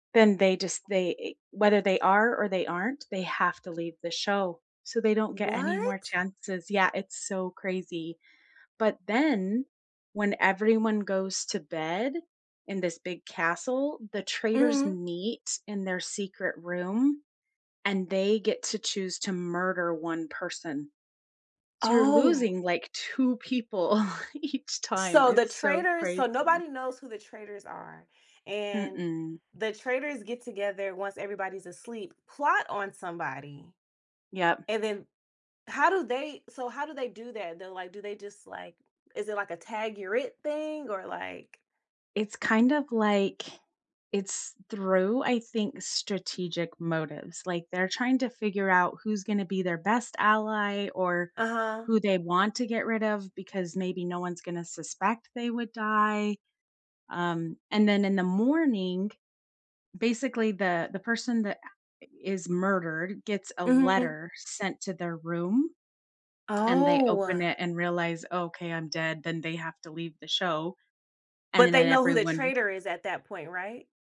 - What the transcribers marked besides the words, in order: other background noise; chuckle; laughing while speaking: "each"; drawn out: "Oh"
- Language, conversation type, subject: English, unstructured, Which streaming series have you binged lately, what hooked you, and how did they resonate with you?
- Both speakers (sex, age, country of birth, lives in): female, 30-34, United States, United States; female, 45-49, United States, United States